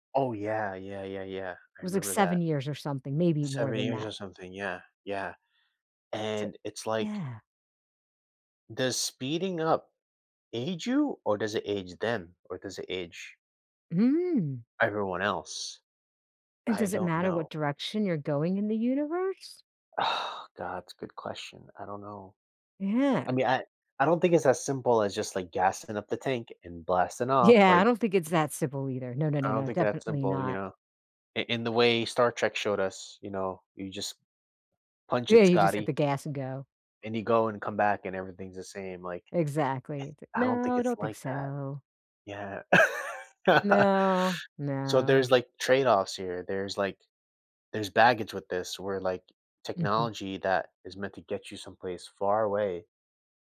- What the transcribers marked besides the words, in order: sigh; laughing while speaking: "Yeah"; laugh
- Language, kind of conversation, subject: English, unstructured, How will technology change the way we travel in the future?
- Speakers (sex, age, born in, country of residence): female, 40-44, United States, United States; male, 35-39, United States, United States